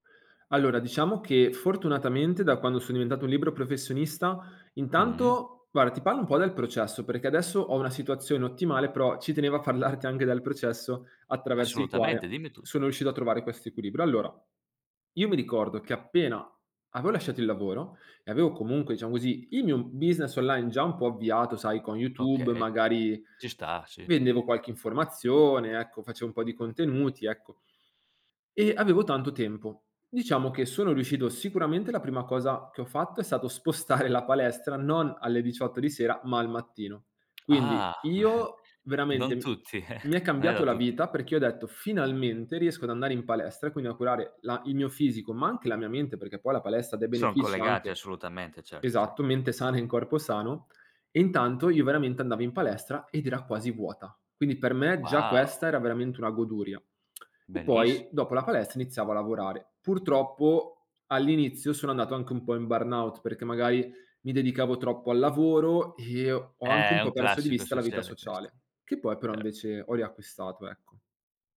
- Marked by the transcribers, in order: stressed: "fortunatamente"; laughing while speaking: "parlarti"; stressed: "appena"; "avevo" said as "aveo"; "avevo" said as "aveo"; "diciamo" said as "ciamo"; "facevo" said as "faceo"; laughing while speaking: "spostare"; lip smack; stressed: "io"; chuckle; stressed: "Finalmente"; laughing while speaking: "in"; lip smack; in English: "burnout"
- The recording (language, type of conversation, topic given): Italian, podcast, Come riesci a bilanciare lavoro, vita sociale e tempo per te stesso?